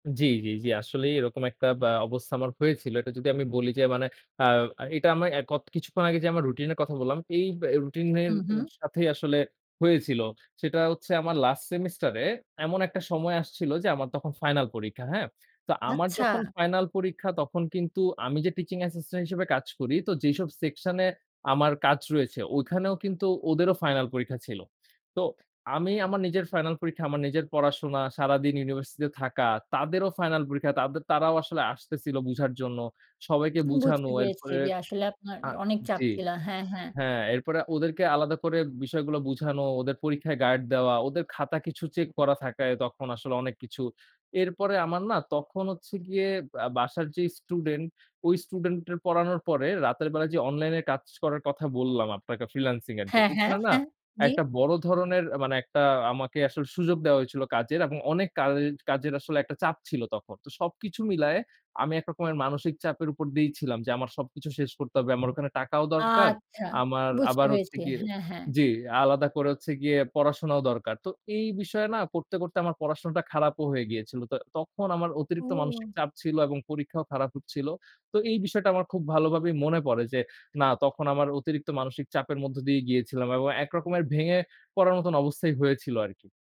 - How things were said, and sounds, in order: none
- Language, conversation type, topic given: Bengali, podcast, কাজের সময় মানসিক চাপ কীভাবে সামলান?